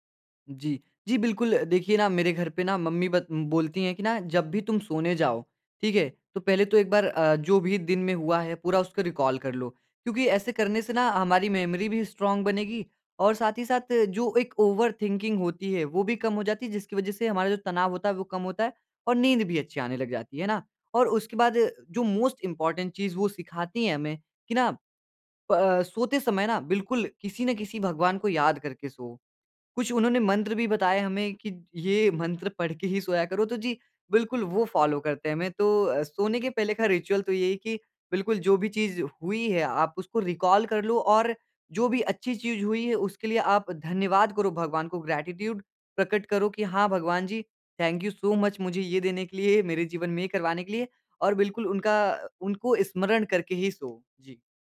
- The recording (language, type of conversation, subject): Hindi, podcast, घर की छोटी-छोटी परंपराएँ कौन सी हैं आपके यहाँ?
- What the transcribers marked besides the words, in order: tapping; in English: "रिकॉल"; in English: "मेमोरी"; in English: "स्ट्रॉंग"; in English: "ओवर थिंकिंग"; in English: "मोस्ट इम्पोर्टेंट"; in English: "फॉलो"; in English: "रिचुअल"; in English: "रिकॉल"; in English: "ग्रैटिट्यूड"; in English: "थैंक यू सो मच"